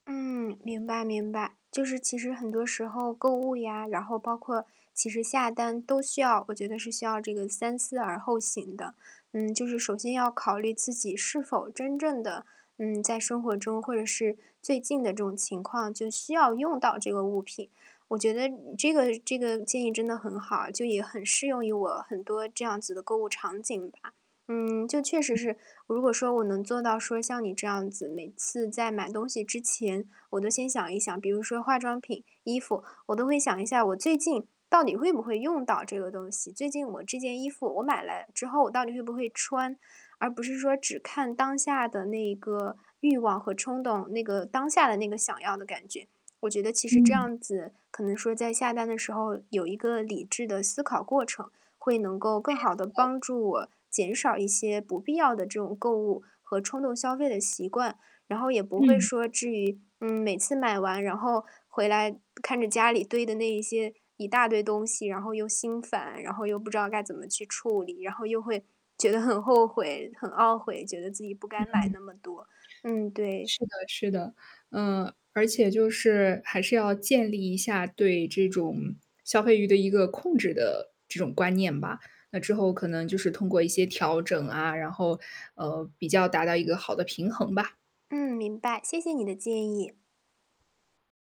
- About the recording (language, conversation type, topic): Chinese, advice, 如何在想买新东西的欲望与对已有物品的满足感之间取得平衡？
- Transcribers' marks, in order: static; distorted speech